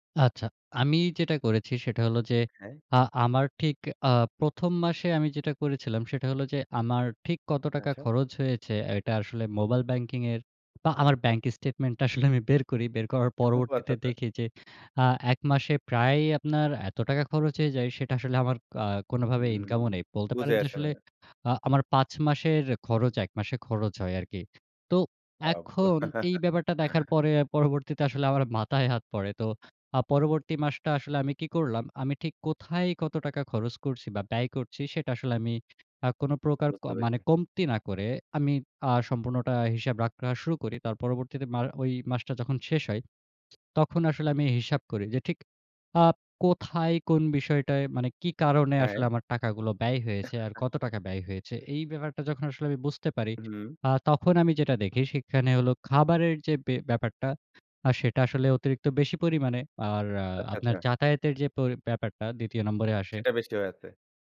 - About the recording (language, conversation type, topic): Bengali, podcast, আর্থিক ভুল থেকে আপনি কী কী কৌশল শিখেছেন?
- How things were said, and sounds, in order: laughing while speaking: "ঠো আচ্ছা, আচ্ছা"; laughing while speaking: "আব্বা"; "রাখা" said as "রাক্রা"; chuckle